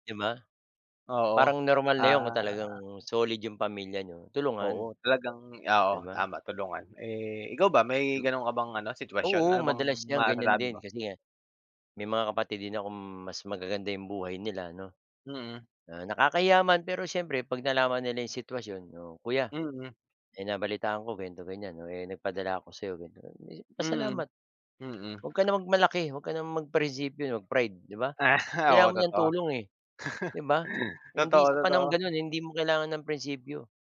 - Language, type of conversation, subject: Filipino, unstructured, Paano mo hinaharap ang stress kapag kapos ka sa pera?
- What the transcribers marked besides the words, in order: tapping; laughing while speaking: "Ah"; laugh